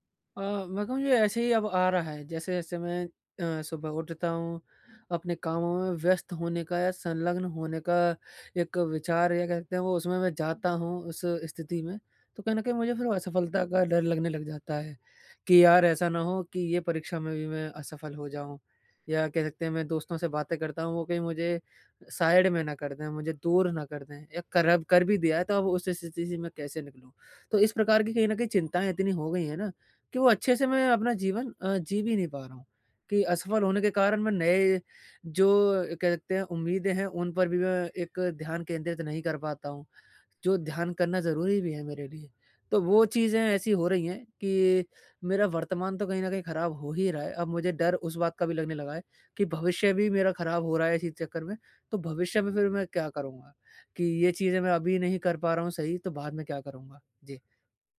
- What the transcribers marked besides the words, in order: in English: "साइड"
- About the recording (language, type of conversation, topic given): Hindi, advice, असफलता के डर को कैसे पार किया जा सकता है?